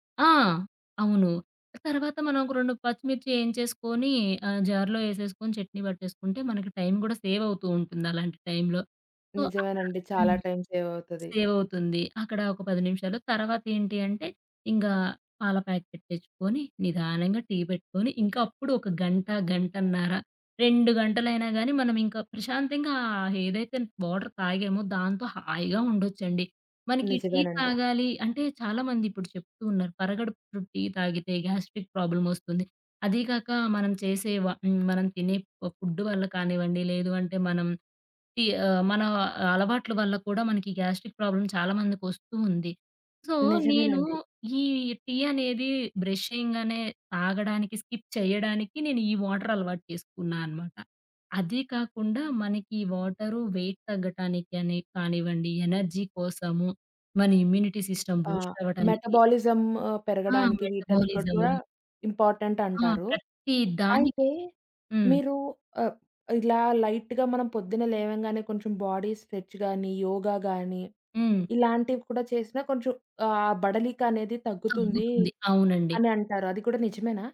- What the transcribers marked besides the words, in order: in English: "జార్‌లో"; other background noise; in English: "సో"; in English: "సేవ్"; in English: "ప్యాకెట్"; tapping; in English: "గ్యాస్ట్రిక్"; in English: "గాస్ట్రిక్ ప్రాబ్లమ్"; in English: "సో"; in English: "బ్రషింగ్"; in English: "స్కిప్"; in English: "వెయిట్"; in English: "ఎనర్జీ"; in English: "ఇమ్యూనిటీ సిస్టమ్ బూస్ట్"; in English: "మెటబాలిజం"; stressed: "ప్రతి"; in English: "లైట్‌గా"; in English: "బాడీ స్ట్రెచ్"
- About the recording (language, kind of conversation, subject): Telugu, podcast, ఉదయం ఎనర్జీ పెరగడానికి మీ సాధారణ అలవాట్లు ఏమిటి?